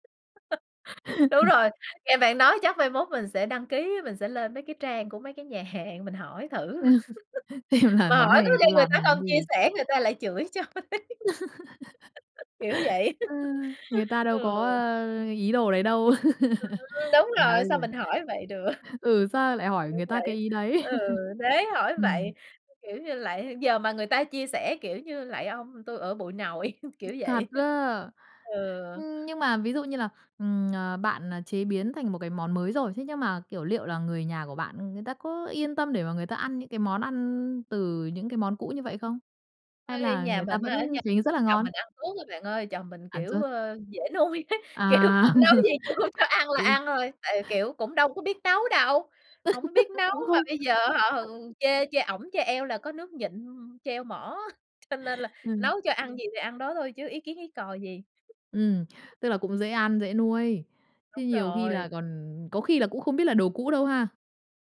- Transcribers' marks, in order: laugh; laugh; laughing while speaking: "Xem là"; laughing while speaking: "hàng"; laugh; laugh; other background noise; laughing while speaking: "cho ấy"; laugh; laugh; laugh; tapping; laugh; laughing while speaking: "nuôi ấy, kiểu"; laugh; laugh; unintelligible speech; chuckle
- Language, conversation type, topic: Vietnamese, podcast, Làm sao để biến thức ăn thừa thành món mới ngon?